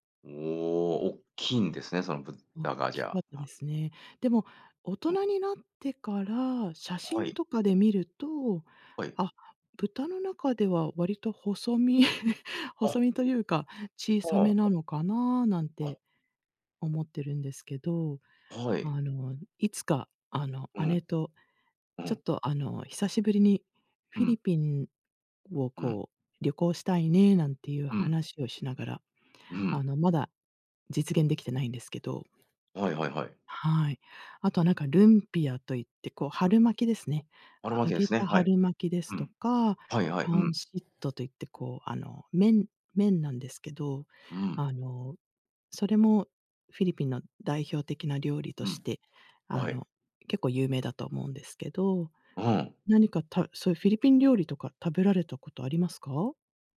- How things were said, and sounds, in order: tapping; chuckle
- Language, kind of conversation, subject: Japanese, unstructured, あなたの地域の伝統的な料理は何ですか？
- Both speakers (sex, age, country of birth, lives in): female, 50-54, Japan, United States; male, 45-49, Japan, United States